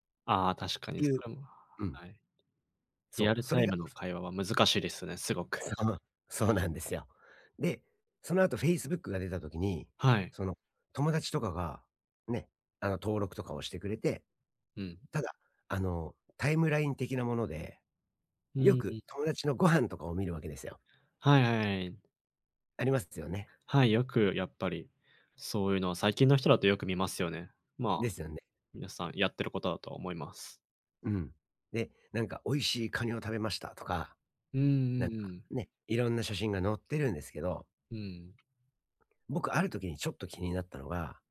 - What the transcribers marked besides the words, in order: in English: "リアルタイム"; other background noise; tapping
- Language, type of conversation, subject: Japanese, advice, 同年代と比べて焦ってしまうとき、どうすれば落ち着いて自分のペースで進めますか？